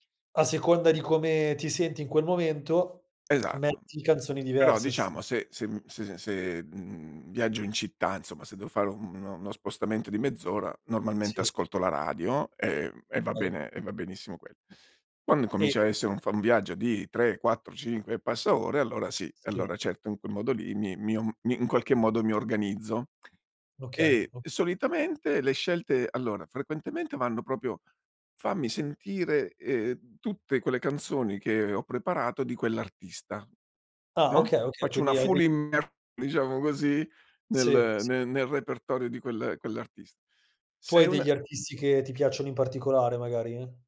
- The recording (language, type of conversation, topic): Italian, podcast, Che playlist metti per un viaggio in macchina?
- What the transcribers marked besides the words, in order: "proprio" said as "propio"; in English: "full"